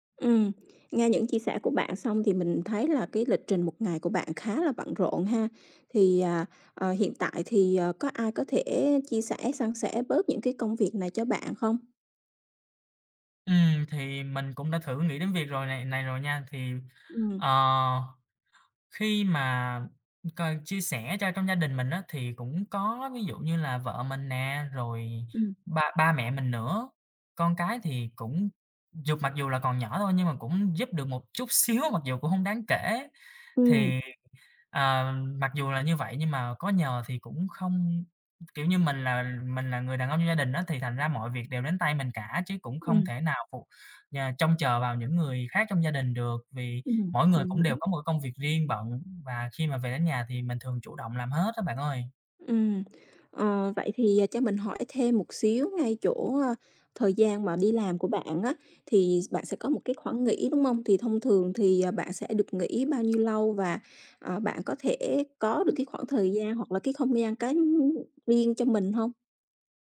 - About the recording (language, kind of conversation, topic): Vietnamese, advice, Làm sao để sắp xếp thời gian tập luyện khi bận công việc và gia đình?
- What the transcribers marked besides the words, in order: other background noise; tapping; laughing while speaking: "xíu"